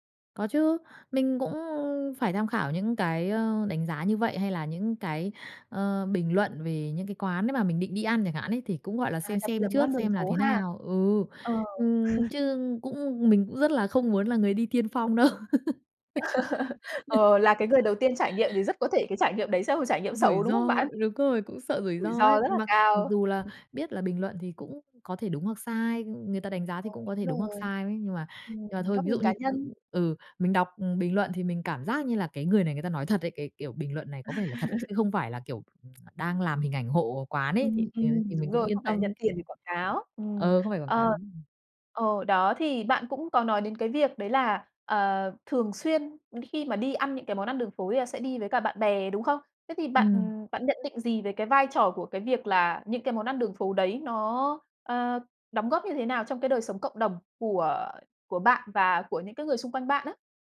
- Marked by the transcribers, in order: tapping; laugh; laugh; laughing while speaking: "đâu"; laugh; other background noise; laugh
- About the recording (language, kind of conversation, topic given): Vietnamese, podcast, Bạn nghĩ sao về thức ăn đường phố ở chỗ bạn?